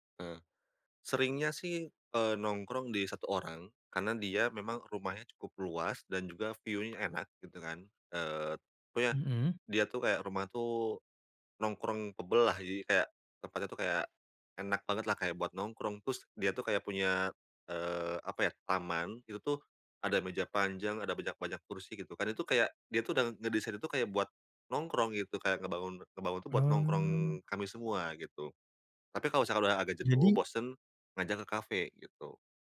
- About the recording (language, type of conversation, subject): Indonesian, podcast, Apa peran nongkrong dalam persahabatanmu?
- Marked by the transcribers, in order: in English: "view-nya"; "nongkrong-able" said as "nongkrongkebel"; other background noise